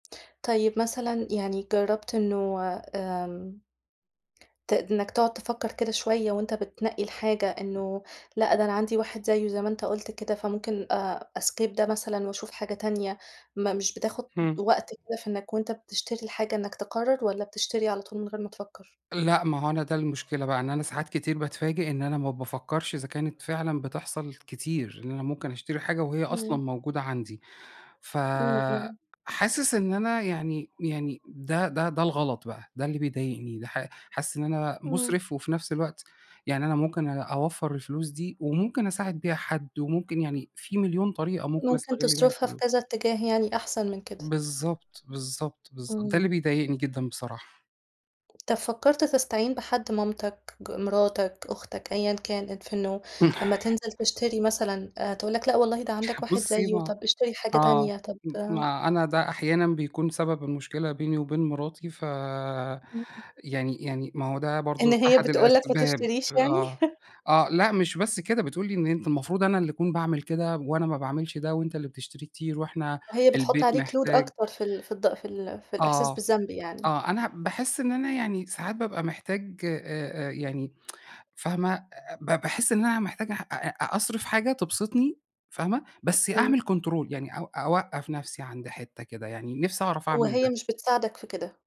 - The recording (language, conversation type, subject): Arabic, advice, إنت بتوصف إزاي شعورك بالذنب بعد ما بتصرف فلوس على الترفيه؟
- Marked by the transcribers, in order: tapping; in English: "أskip"; dog barking; chuckle; laughing while speaking: "إن هي بتقول لك ما تشتريش يعني؟"; laugh; in English: "load"; tsk; in English: "control"